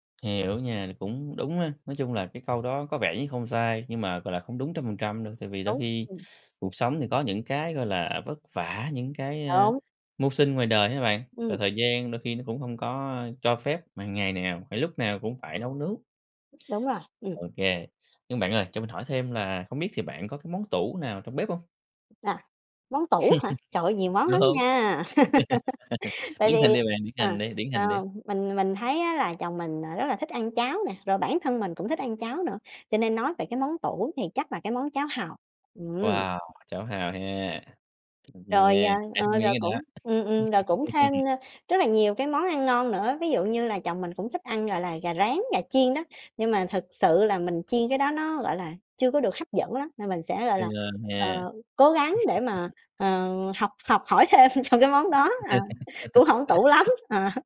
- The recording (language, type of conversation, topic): Vietnamese, podcast, Bạn có thói quen nào trong bếp giúp bạn thấy bình yên?
- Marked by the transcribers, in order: other background noise; tapping; chuckle; laughing while speaking: "Đúng"; laugh; laugh; chuckle; laughing while speaking: "thêm"; laugh; laughing while speaking: "lắm"